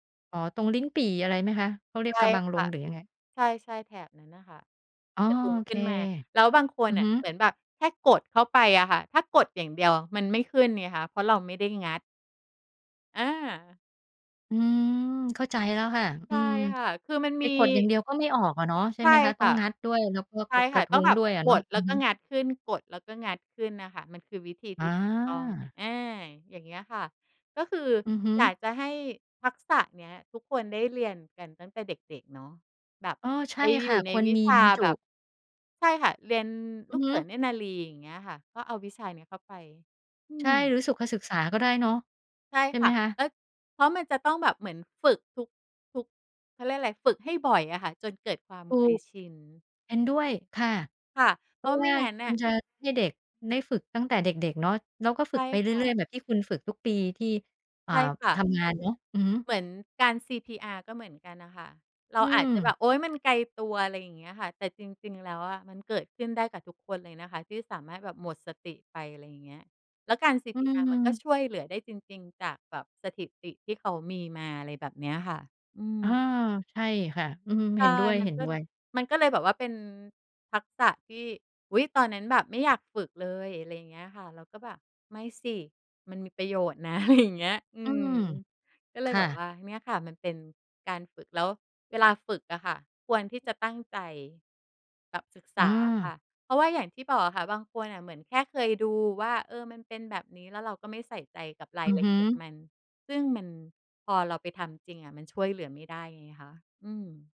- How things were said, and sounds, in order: laughing while speaking: "อะไรอย่าง"
- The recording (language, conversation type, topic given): Thai, podcast, คุณมีวิธีฝึกทักษะใหม่ให้ติดตัวอย่างไร?